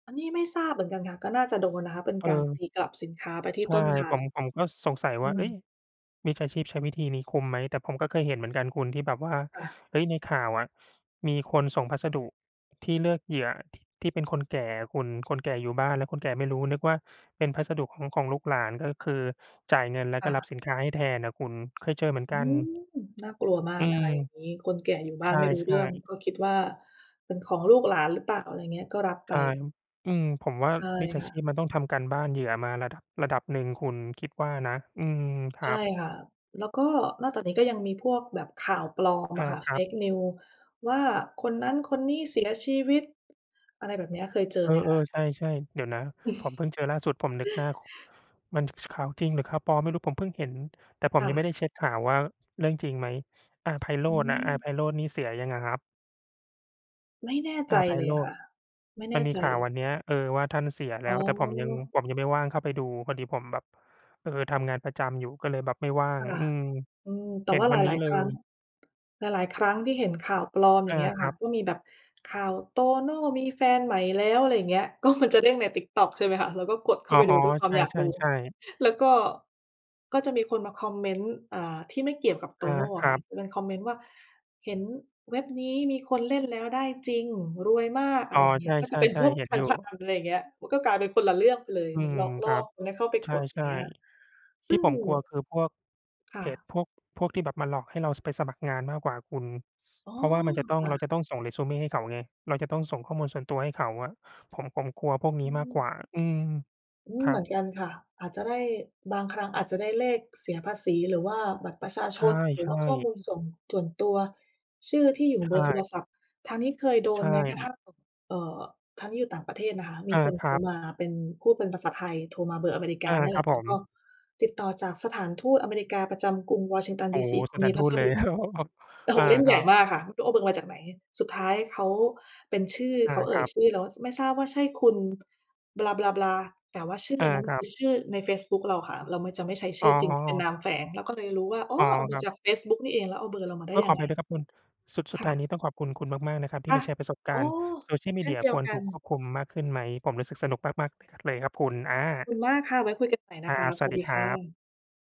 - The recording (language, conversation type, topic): Thai, unstructured, คุณคิดว่าสื่อสังคมออนไลน์ควรถูกกำกับดูแลให้เข้มงวดมากขึ้นไหม?
- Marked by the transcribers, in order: other background noise; in English: "Fake News"; chuckle; tapping; laughing while speaking: "โอ้โฮ"